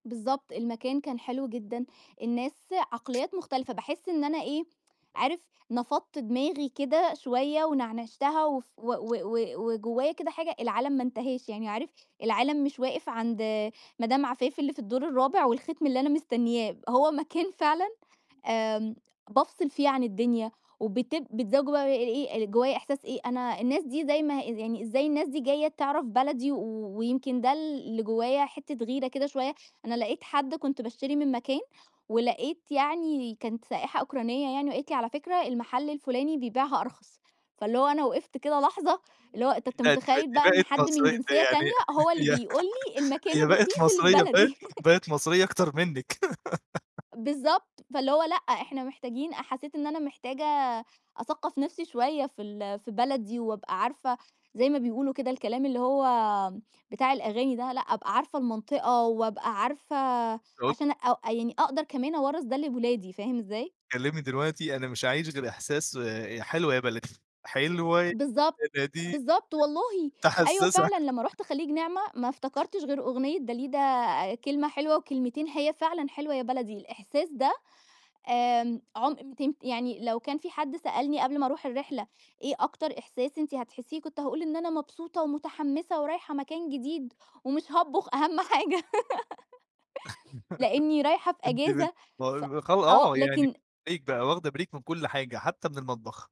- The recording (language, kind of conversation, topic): Arabic, podcast, إيه أكتر مكان خلاّك تحسّ إنك بتكتشف حاجة جديدة؟
- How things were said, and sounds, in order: other background noise; tapping; unintelligible speech; laughing while speaking: "يعني هي بقِت مصرية بقِت بقِت مصرية أكتر منِّك"; laugh; giggle; unintelligible speech; singing: "حلوة يا بلدي"; laughing while speaking: "تحسس"; unintelligible speech; laugh; laughing while speaking: "أهم حاجة"; unintelligible speech; giggle; in English: "بريك"; in English: "بريك"